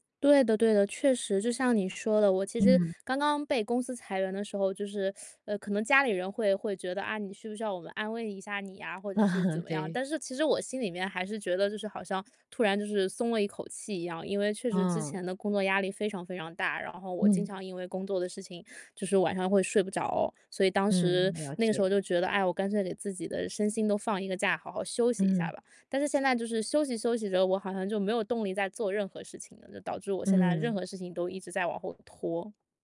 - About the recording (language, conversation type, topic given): Chinese, advice, 我怎样分辨自己是真正需要休息，还是只是在拖延？
- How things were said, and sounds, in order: teeth sucking; laughing while speaking: "嗯"; teeth sucking